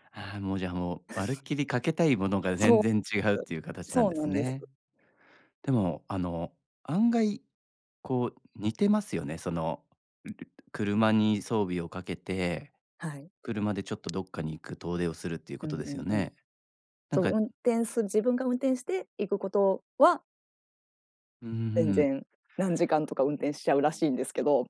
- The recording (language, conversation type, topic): Japanese, advice, 恋人に自分の趣味や価値観を受け入れてもらえないとき、どうすればいいですか？
- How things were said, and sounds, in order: other noise; background speech; tapping